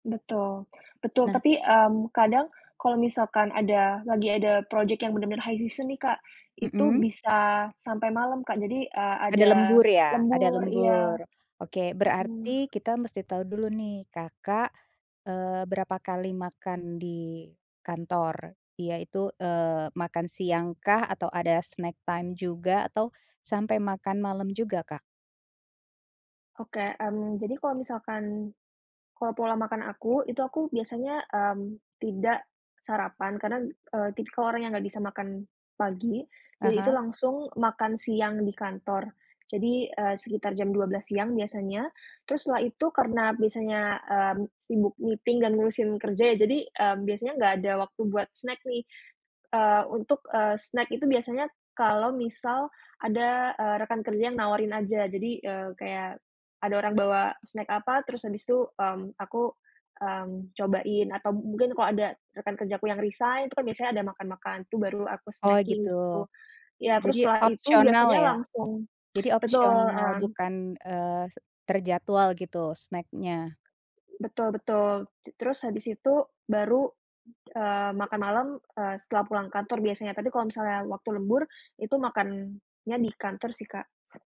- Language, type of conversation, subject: Indonesian, advice, Apa kesulitan Anda dalam menyiapkan makanan sehat karena waktu kerja yang padat?
- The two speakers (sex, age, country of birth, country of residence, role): female, 20-24, Indonesia, Indonesia, user; female, 40-44, Indonesia, Indonesia, advisor
- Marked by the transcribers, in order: in English: "high season"; in English: "snack time"; other background noise; in English: "meeting"; in English: "snacking"